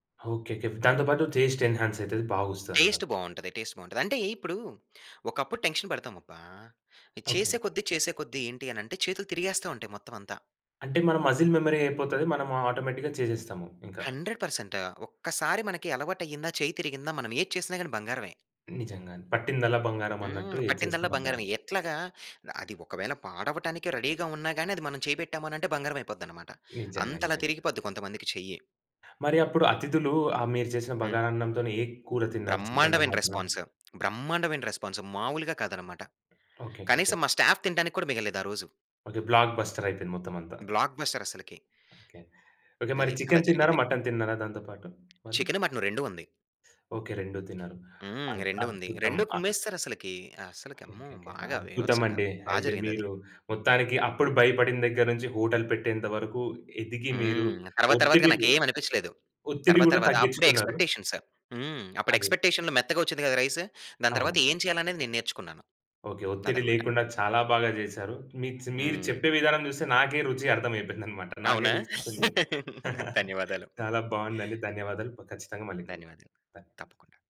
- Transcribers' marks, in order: in English: "టేస్ట్"; in English: "టేస్ట్"; in English: "టేస్ట్"; in English: "టెన్‌క్షన్"; in English: "మజిల్ మెమరీ"; in English: "ఆటోమేటిక్‌గా"; in English: "హండ్రెడ్ పర్సెంట్"; in English: "రెడీగా"; in English: "రెస్పాన్స్"; in English: "స్టాఫ్"; tapping; in English: "హోటల్"; in English: "ఎక్స్‌పెక్‌టేషన్‌లో"; laugh; laughing while speaking: "ధన్యవాదాలు"; chuckle; laughing while speaking: "చాలా బాగుందండి. ధన్యవాదాలు"
- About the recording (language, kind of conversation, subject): Telugu, podcast, అతిథుల కోసం వండేటప్పుడు ఒత్తిడిని ఎలా ఎదుర్కొంటారు?